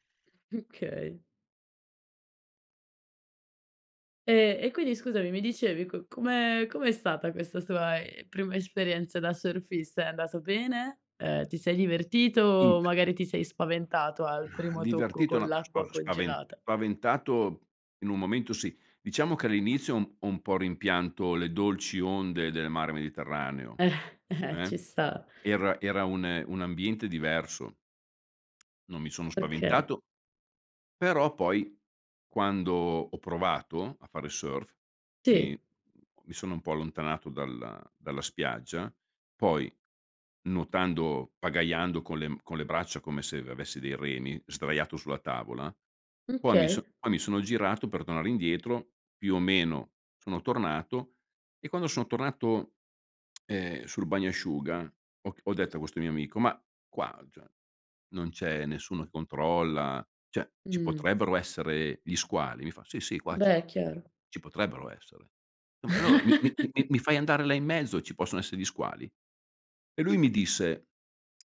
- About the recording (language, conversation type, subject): Italian, podcast, Che impressione ti fanno gli oceani quando li vedi?
- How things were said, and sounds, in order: "okay" said as "chei"; laughing while speaking: "Eh"; tapping; "okay" said as "chei"; chuckle; other background noise